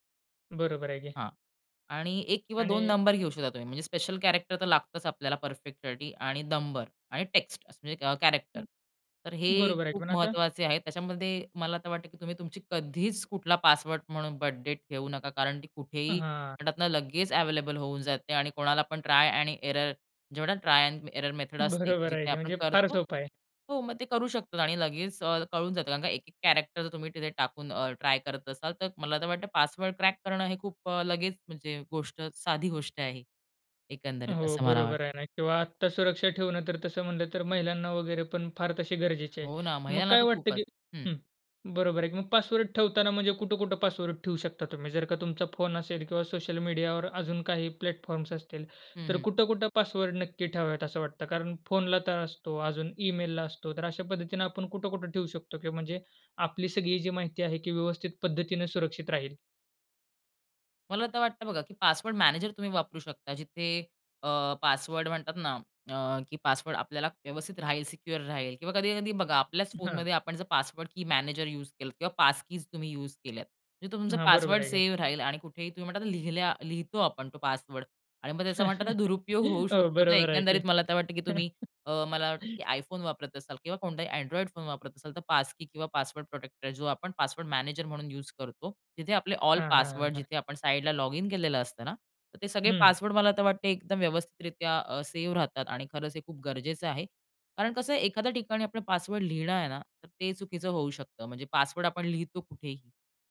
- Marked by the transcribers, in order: in English: "कॅरेक्टर"; in English: "कॅरेक्टर"; in English: "एरर"; in English: "ट्राय एंड एरर"; other noise; in English: "कॅरेक्टर"; in English: "प्लॅटफॉर्म्स"; in English: "पासवर्ड मॅनेजर"; in English: "सिक्युअर"; in English: "पासवर्ड की मॅनेजर"; in English: "पास कीज"; chuckle; tapping; chuckle; in English: "पासवर्ड प्रोटेक्टर"; in English: "पासवर्ड मॅनेजर"; in English: "ऑल पासवर्ड"
- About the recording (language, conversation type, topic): Marathi, podcast, पासवर्ड आणि खात्यांच्या सुरक्षिततेसाठी तुम्ही कोणत्या सोप्या सवयी पाळता?